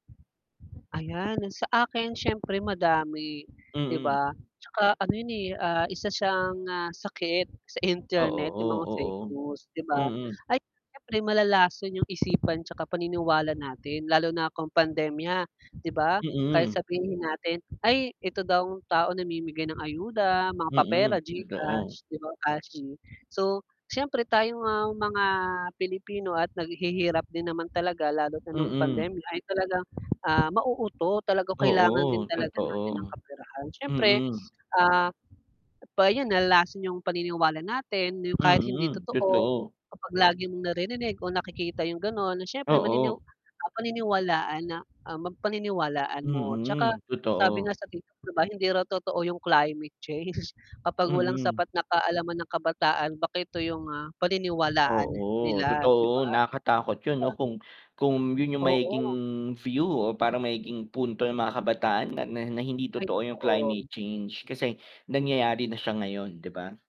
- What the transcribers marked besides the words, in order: mechanical hum; distorted speech; static; tapping; laughing while speaking: "change"
- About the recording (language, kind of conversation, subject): Filipino, unstructured, Ano ang palagay mo sa pagdami ng huwad na balita sa internet?